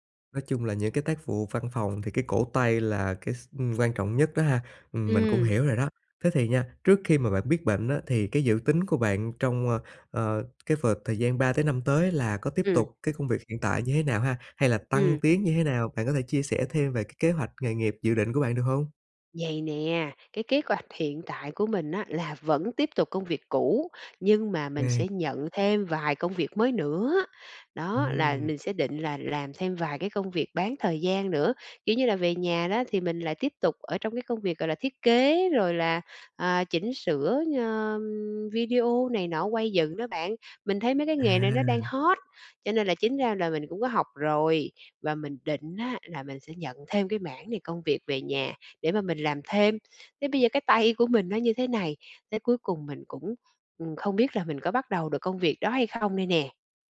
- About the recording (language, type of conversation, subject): Vietnamese, advice, Sau khi nhận chẩn đoán bệnh mới, tôi nên làm gì để bớt lo lắng về sức khỏe và lên kế hoạch cho cuộc sống?
- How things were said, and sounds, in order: tapping